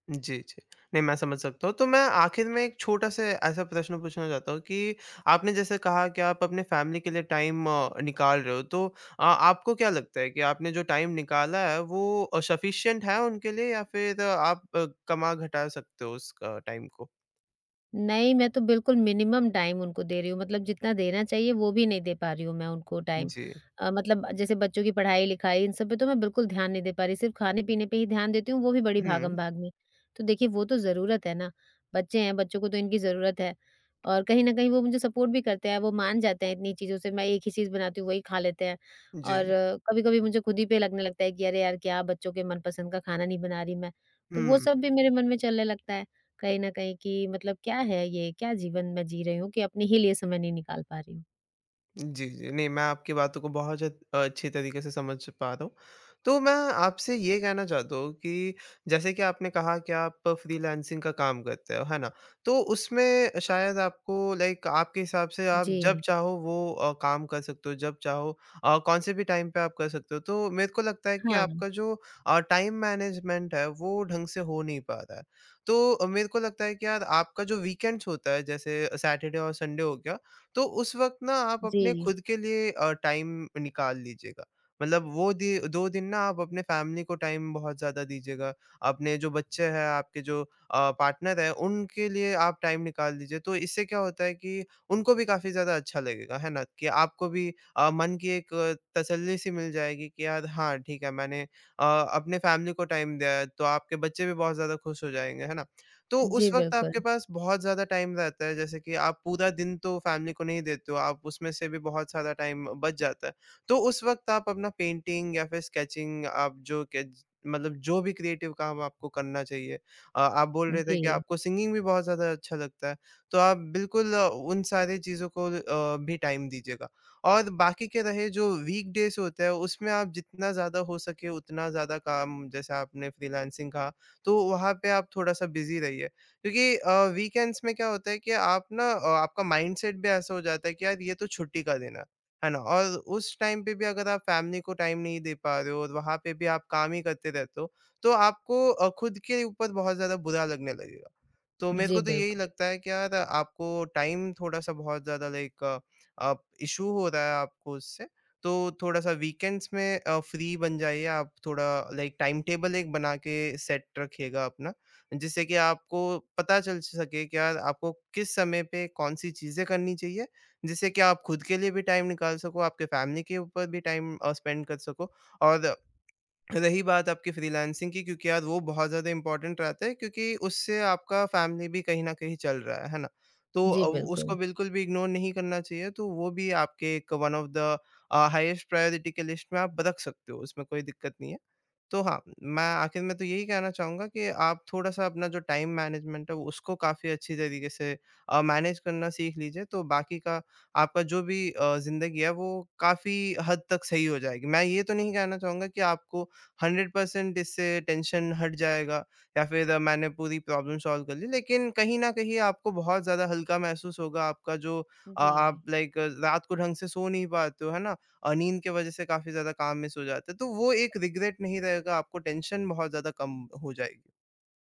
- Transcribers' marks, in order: tapping; in English: "फ़ैमिली"; in English: "टाइम"; in English: "टाइम"; in English: "सफ़िशंट"; in English: "टाइम"; in English: "मिनिमम टाइम"; in English: "टाइम"; in English: "सपोर्ट"; in English: "लाइक"; in English: "टाइम"; in English: "टाइम मैनेजमेंट"; in English: "वीकेंड्स"; in English: "सैटरडे"; in English: "संडे"; in English: "टाइम"; in English: "फैमिली"; in English: "टाइम"; in English: "पार्टनर"; in English: "टाइम"; in English: "फैमिली"; in English: "टाइम"; in English: "टाइम"; in English: "फैमिली"; in English: "टाइम"; in English: "स्केचिंग"; in English: "क्रिएटिव"; in English: "सिंगिंग"; in English: "टाइम"; in English: "वीकडेज़"; in English: "बिजी"; in English: "वीकेंड्स"; in English: "माइंडसेट"; in English: "टाइम"; in English: "फैमिली"; in English: "टाइम"; in English: "टाइम"; in English: "लाइक"; in English: "इश्यू"; in English: "वीकेंड्स"; in English: "फ्री"; in English: "लाइक टाइमटेबल"; in English: "सेट"; in English: "टाइम"; in English: "फैमिली"; in English: "टाइम"; in English: "स्पेंड"; in English: "इंपॉर्टेंट"; in English: "फैमिली"; in English: "इग्नोर"; in English: "वन ऑफ द"; in English: "हाईएस्ट प्राइऑरटी"; in English: "लिस्ट"; in English: "टाइम मैनेजमेंट"; in English: "मैनेज"; in English: "हंड्रेड पर्सेन्ट"; in English: "टेंशन"; in English: "प्रॉब्लम सॉल्व"; in English: "लाइक"; in English: "मिस"; in English: "रिग्रेट"; in English: "टेंशन"
- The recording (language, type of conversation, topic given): Hindi, advice, मैं रोज़ाना रचनात्मक काम के लिए समय कैसे निकालूँ?